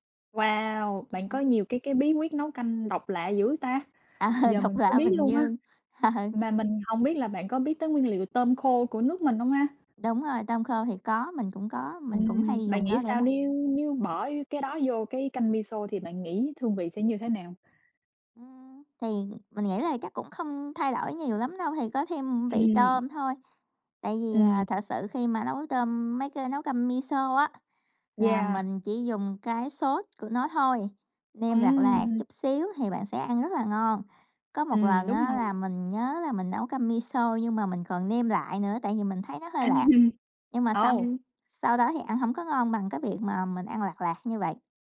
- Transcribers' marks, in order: other background noise; laughing while speaking: "Ờ"; laughing while speaking: "Ờ"; tapping; chuckle
- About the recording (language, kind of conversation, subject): Vietnamese, unstructured, Bạn có bí quyết nào để nấu canh ngon không?